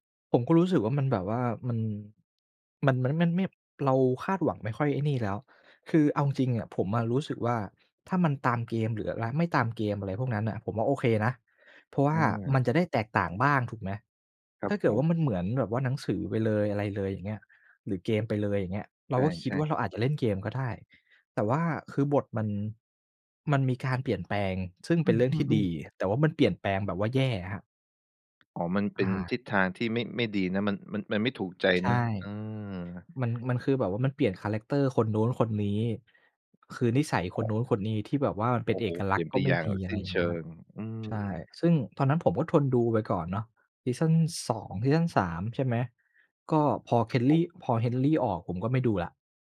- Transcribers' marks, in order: none
- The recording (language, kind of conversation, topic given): Thai, podcast, ทำไมคนถึงชอบคิดทฤษฎีของแฟนๆ และถกกันเรื่องหนัง?